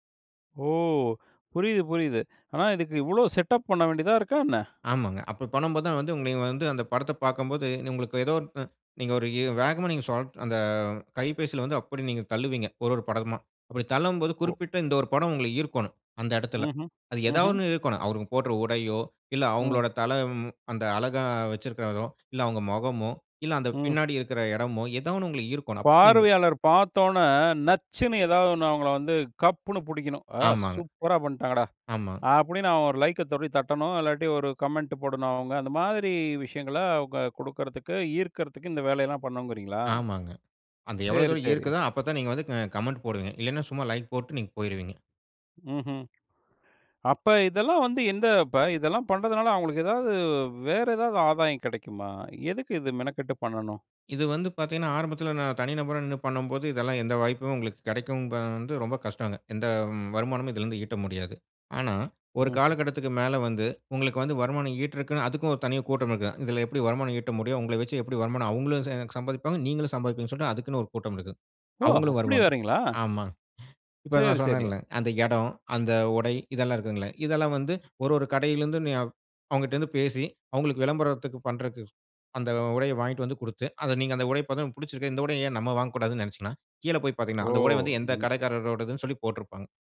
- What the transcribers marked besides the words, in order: "அவங்க" said as "அவருங்க"; put-on voice: "ஆ! சூப்பரா பண்ட்டாங்கடா"; in English: "கமெண்ட்"; surprised: "ஓ! அப்படி வேறைங்களா?"
- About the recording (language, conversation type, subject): Tamil, podcast, பேஸ்புக்கில் கிடைக்கும் லைக் மற்றும் கருத்துகளின் அளவு உங்கள் மனநிலையை பாதிக்கிறதா?